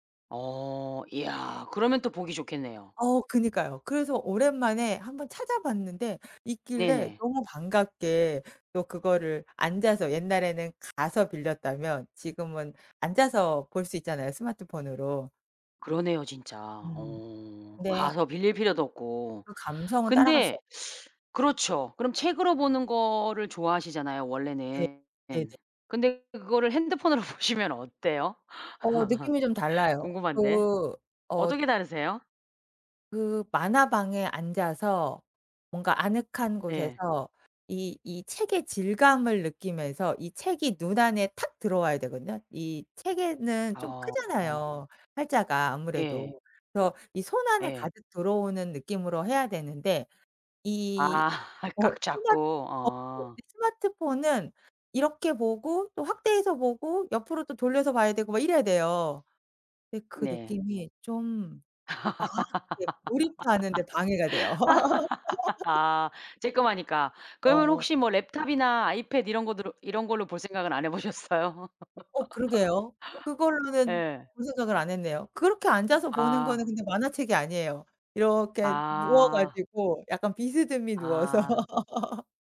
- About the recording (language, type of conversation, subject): Korean, podcast, 어릴 때 즐겨 보던 만화나 TV 프로그램은 무엇이었나요?
- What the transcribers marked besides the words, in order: teeth sucking; laughing while speaking: "보시면"; laugh; other background noise; laugh; unintelligible speech; laugh; laugh; laugh; laugh